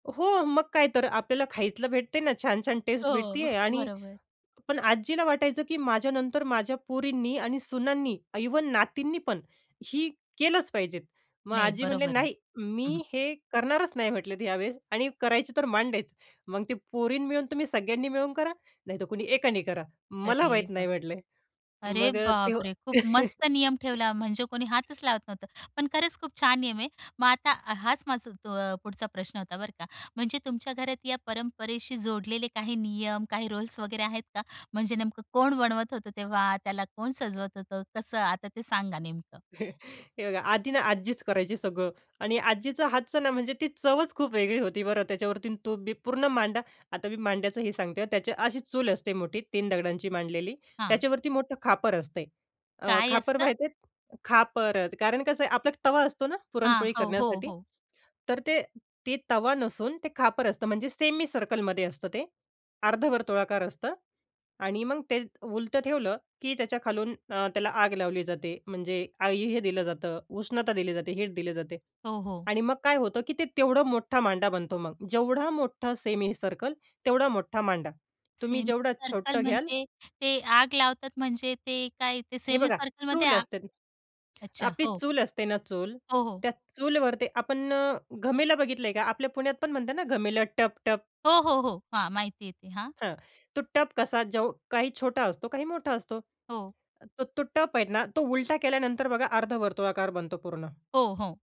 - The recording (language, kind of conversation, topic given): Marathi, podcast, तुमच्या कुटुंबाची खास जेवणाची परंपरा काय आहे?
- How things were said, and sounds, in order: "खायला" said as "खायतलं"; laughing while speaking: "हो, बरोबर"; "भेटते आहे" said as "भेटतीये"; chuckle; other background noise; in English: "रोल्स"; chuckle; "माहिती आहे" said as "माहितीयेत"; "उलट" said as "उलटं"; "माहिती आहे" said as "माहितीये"